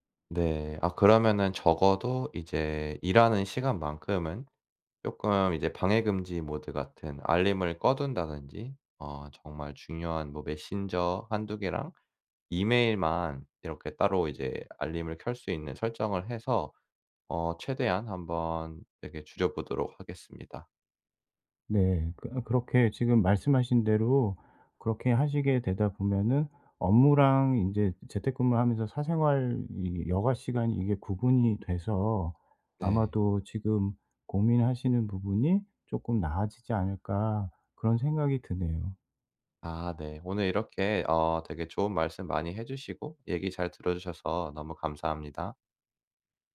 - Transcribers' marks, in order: other background noise
- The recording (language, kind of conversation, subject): Korean, advice, 주의 산만을 줄여 생산성을 유지하려면 어떻게 해야 하나요?